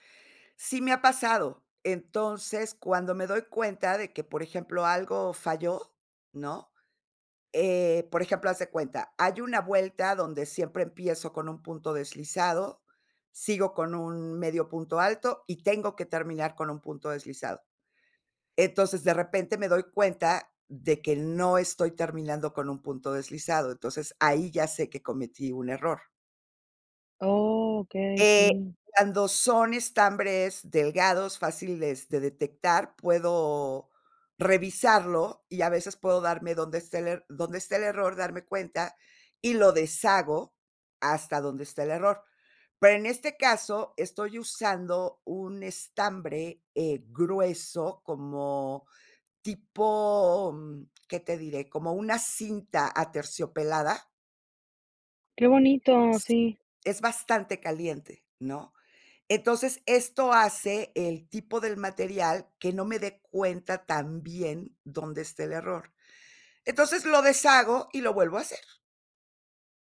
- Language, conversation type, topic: Spanish, podcast, ¿Cómo encuentras tiempo para crear entre tus obligaciones?
- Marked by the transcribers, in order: "fáciles" said as "facildes"